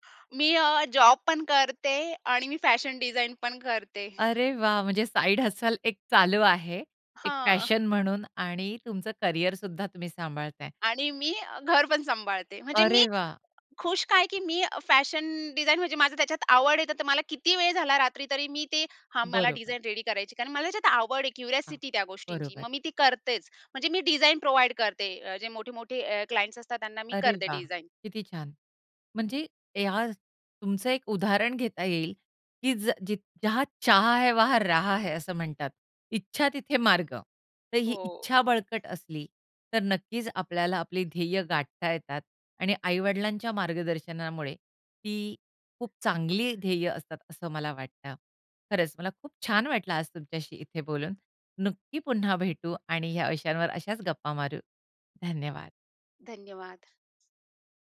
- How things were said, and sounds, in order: in English: "साइड हस्टल"; other background noise; in English: "रेडी"; in English: "क्युरिओसिटी"; in English: "प्रोव्हाईड"; in English: "क्लायंट्स"; in Hindi: "जहाँ चाह है, वहाँ राह है"; bird; other noise
- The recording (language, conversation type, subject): Marathi, podcast, तुम्ही समाजाच्या अपेक्षांमुळे करिअरची निवड केली होती का?